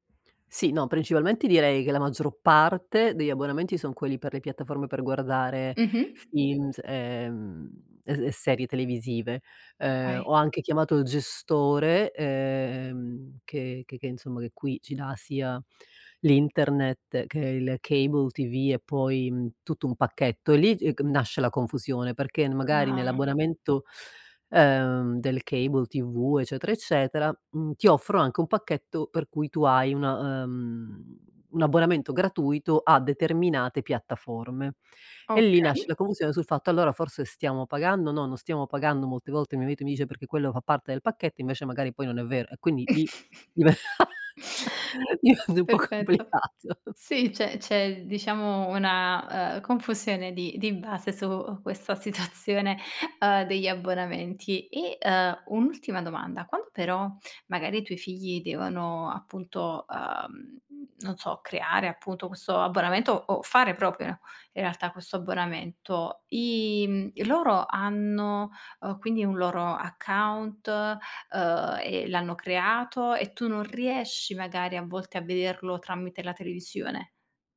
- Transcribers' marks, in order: in English: "cable"; tapping; in English: "cable"; "marito" said as "maito"; snort; laugh; laughing while speaking: "diventa un po' complicato"; other background noise; laughing while speaking: "situazione"
- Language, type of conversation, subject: Italian, advice, Come posso cancellare gli abbonamenti automatici che uso poco?